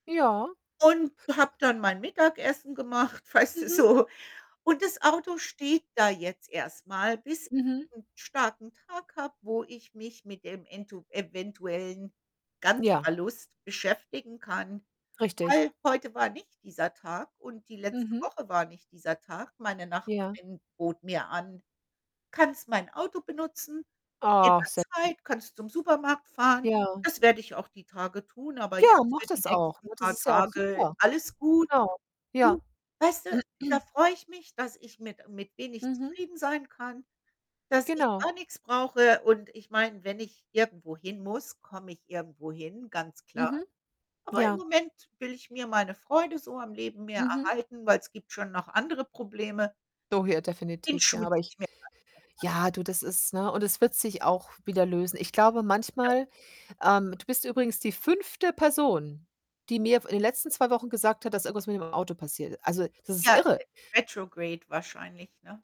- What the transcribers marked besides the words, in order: laughing while speaking: "so?"; distorted speech; other background noise; unintelligible speech; throat clearing; "So" said as "doh"; unintelligible speech; in English: "retrograde"
- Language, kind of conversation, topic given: German, unstructured, Wie kannst du in schweren Zeiten Freude finden?